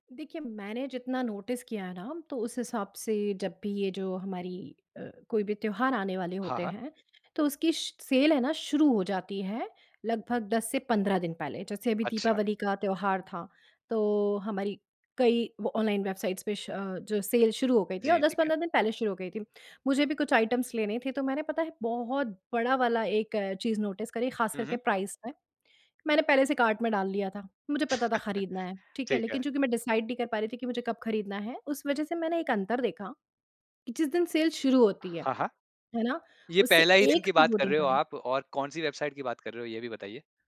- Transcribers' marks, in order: in English: "नोटिस"; in English: "वेबसाइट्स"; in English: "आइटम्स"; in English: "नोटिस"; in English: "प्राइस"; chuckle; in English: "डिसाइड"
- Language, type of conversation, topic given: Hindi, podcast, ऑनलाइन खरीदारी का आपका सबसे यादगार अनुभव क्या रहा?